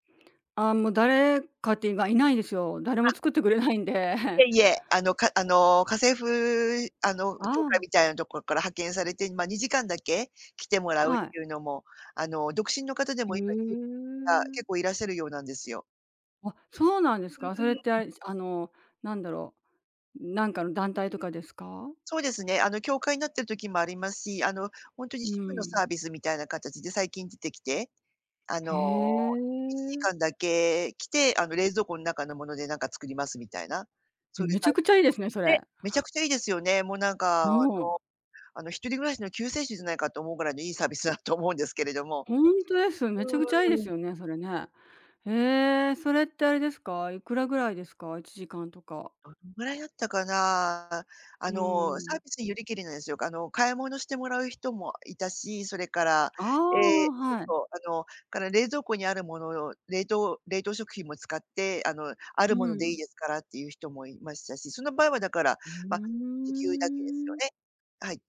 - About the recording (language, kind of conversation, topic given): Japanese, advice, 食事計画を続けられないのはなぜですか？
- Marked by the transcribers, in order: laughing while speaking: "作ってくれないんで"; chuckle; unintelligible speech; other background noise; drawn out: "へえ"; unintelligible speech; laughing while speaking: "サービスだと"; tapping; drawn out: "うーん"